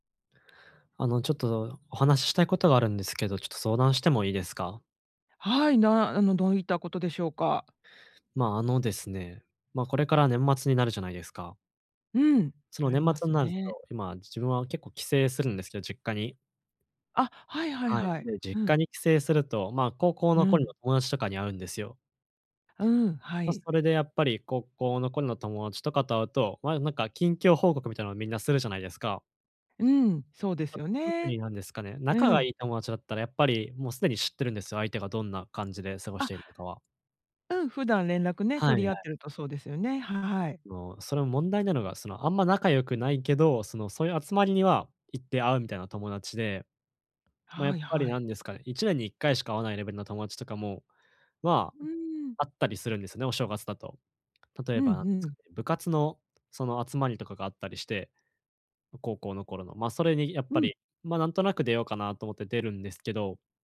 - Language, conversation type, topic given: Japanese, advice, 他人と比べても自己価値を見失わないためには、どうすればよいですか？
- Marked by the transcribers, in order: none